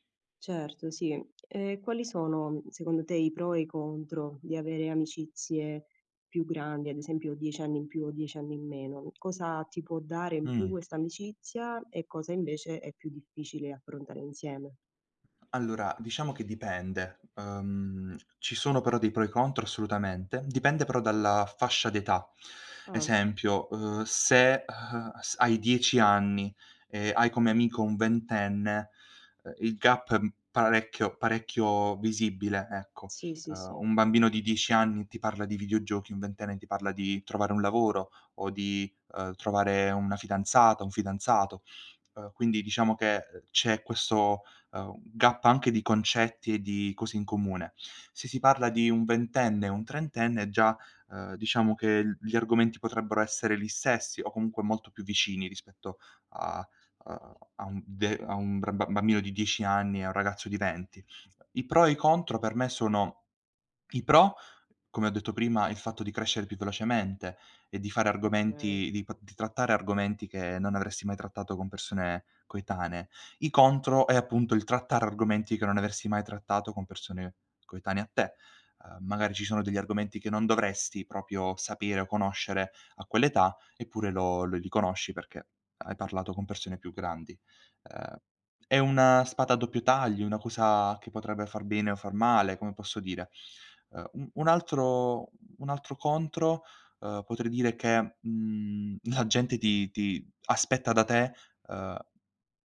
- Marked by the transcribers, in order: other background noise; in English: "gap"; in English: "gap"; "Okay" said as "kay"; "proprio" said as "propio"
- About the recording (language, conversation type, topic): Italian, podcast, Quale consiglio daresti al tuo io più giovane?